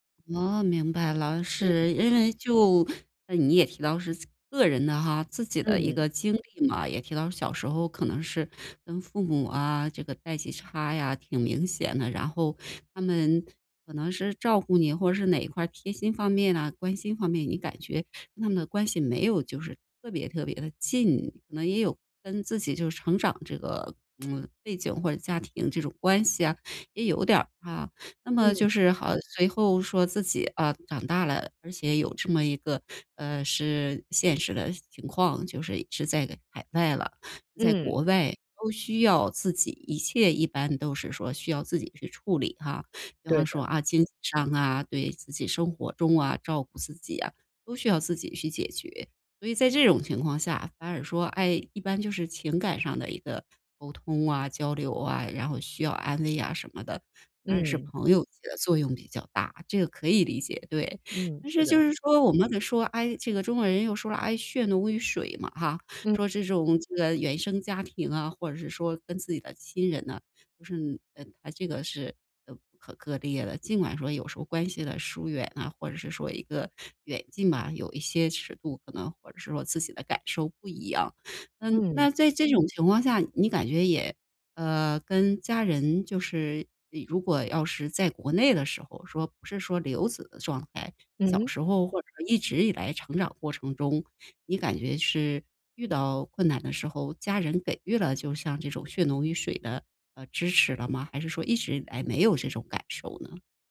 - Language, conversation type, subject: Chinese, podcast, 在面临困难时，来自家人还是朋友的支持更关键？
- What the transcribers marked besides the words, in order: other background noise; tsk